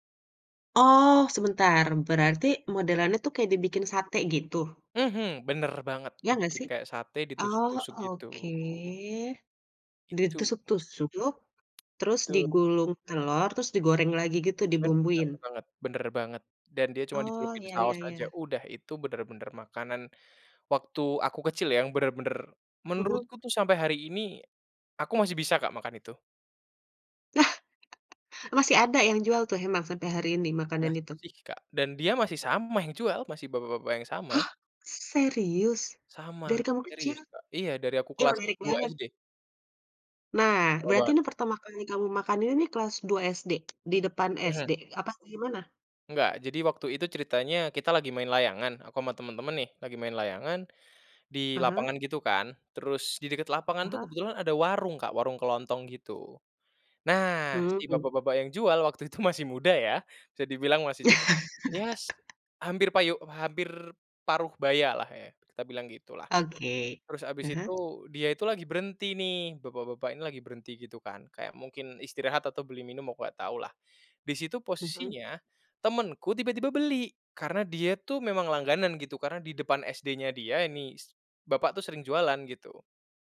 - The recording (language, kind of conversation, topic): Indonesian, podcast, Ceritakan makanan favoritmu waktu kecil, dong?
- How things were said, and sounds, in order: tapping; chuckle; other background noise; laughing while speaking: "itu"; laugh